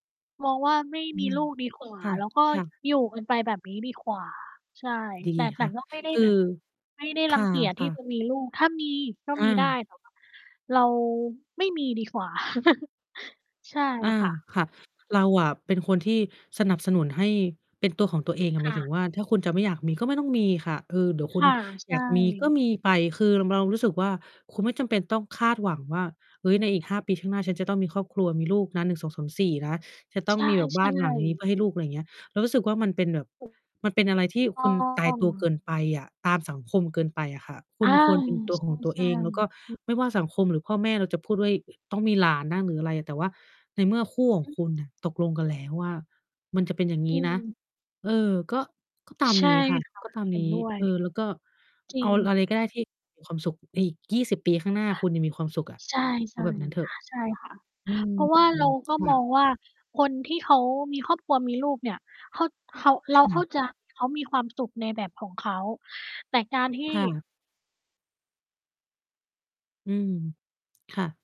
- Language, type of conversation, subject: Thai, unstructured, คุณอยากเห็นตัวเองทำอะไรในอีกห้าปีข้างหน้า?
- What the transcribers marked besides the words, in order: distorted speech; chuckle; other background noise